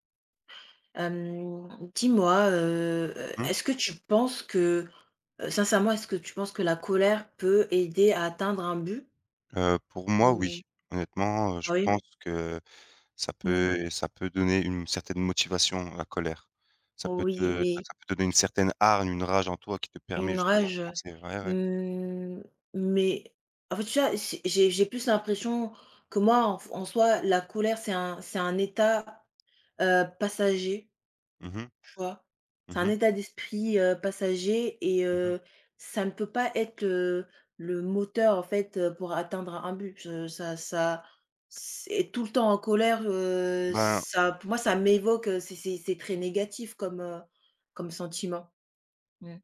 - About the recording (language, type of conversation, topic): French, unstructured, Penses-tu que la colère peut aider à atteindre un but ?
- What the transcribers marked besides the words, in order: drawn out: "mmh"; tapping